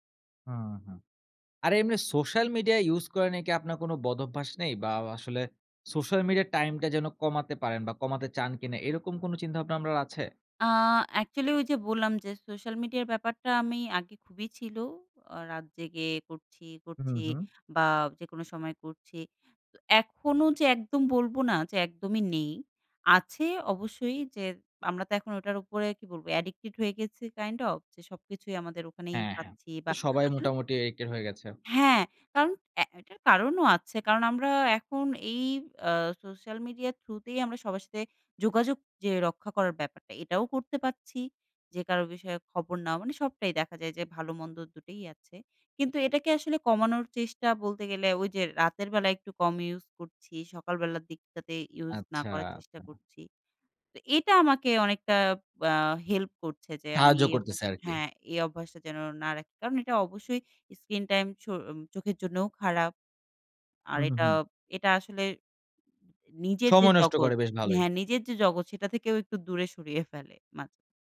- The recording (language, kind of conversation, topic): Bengali, podcast, কোন ছোট অভ্যাস বদলে তুমি বড় পরিবর্তন এনেছ?
- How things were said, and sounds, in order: "আপনার" said as "আমনার"; in English: "addicted"; in English: "through"; tapping; in English: "screen"